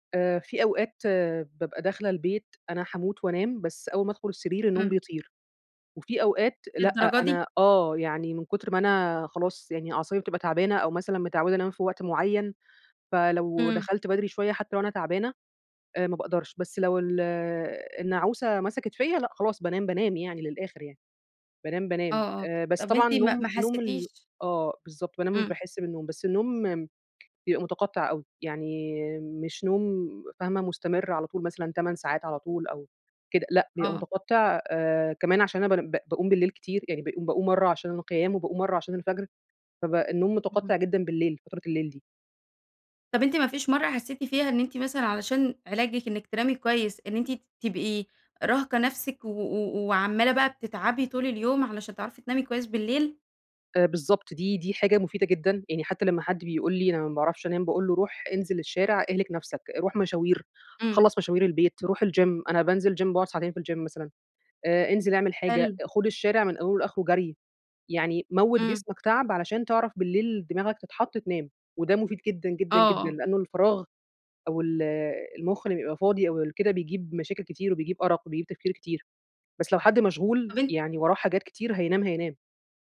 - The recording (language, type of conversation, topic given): Arabic, podcast, إيه طقوسك بالليل قبل النوم عشان تنام كويس؟
- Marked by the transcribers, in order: tapping; in English: "الgym"; in English: "gym"; in English: "الgym"